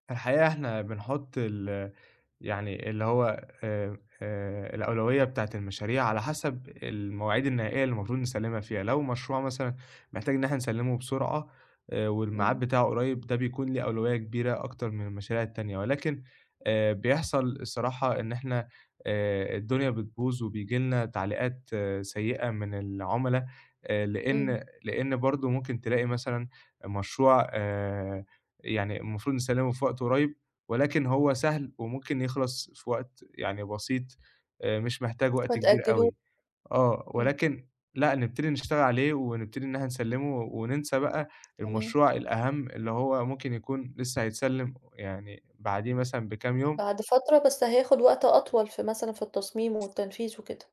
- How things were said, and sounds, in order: tapping; other background noise
- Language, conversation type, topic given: Arabic, advice, إزاي عدم وضوح الأولويات بيشتّت تركيزي في الشغل العميق؟